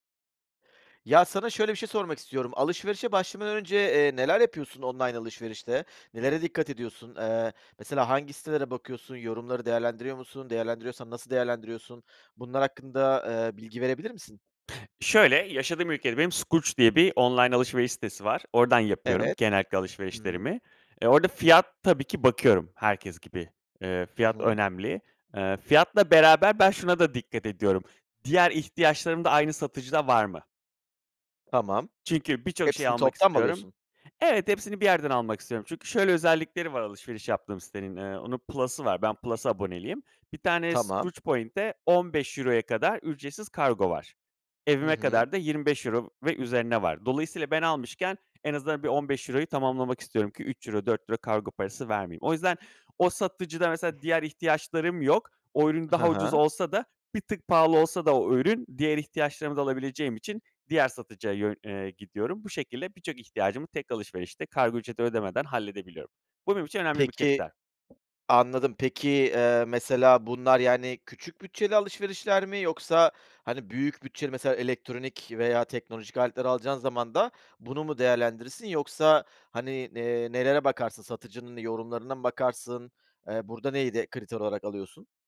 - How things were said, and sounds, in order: other background noise; in English: "plus'ı"; in English: "plus’a"; in English: "point’e"
- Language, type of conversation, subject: Turkish, podcast, Online alışveriş yaparken nelere dikkat ediyorsun?
- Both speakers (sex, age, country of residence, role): male, 35-39, Greece, guest; male, 40-44, Greece, host